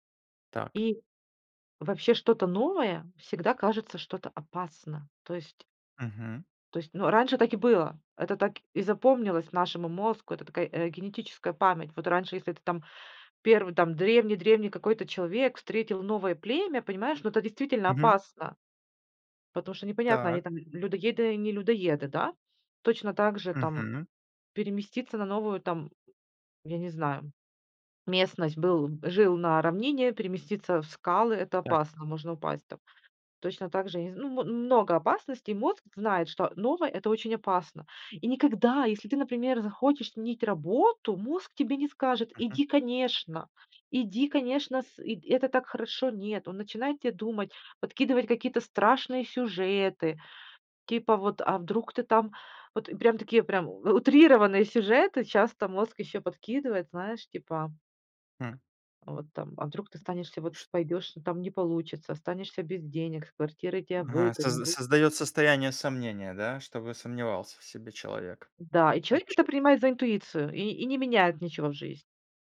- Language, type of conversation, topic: Russian, podcast, Как отличить интуицию от страха или желания?
- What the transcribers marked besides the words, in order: tapping